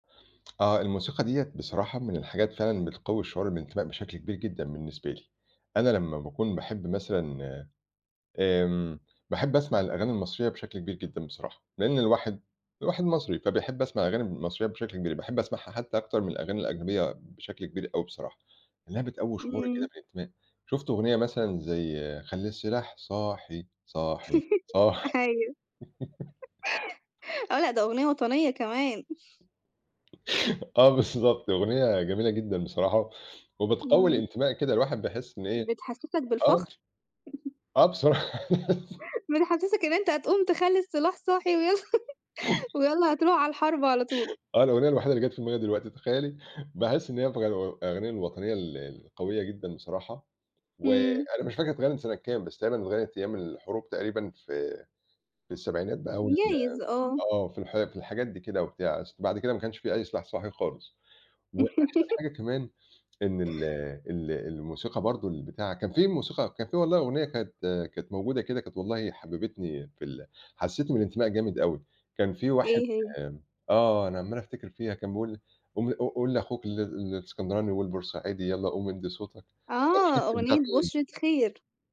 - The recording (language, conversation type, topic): Arabic, podcast, إزاي الموسيقى بتقوّي عندك إحساسك بالانتماء؟
- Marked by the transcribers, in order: chuckle; laughing while speaking: "أيوه"; singing: "خلّي السلاح صاحي، صاحي، صاحي"; chuckle; tapping; laugh; laughing while speaking: "آه بالضبط"; other background noise; laughing while speaking: "آه بصراح"; laugh; laughing while speaking: "بتحسّسك إن أنت هتقوم تخلّي … الحرب على طول"; chuckle; unintelligible speech; chuckle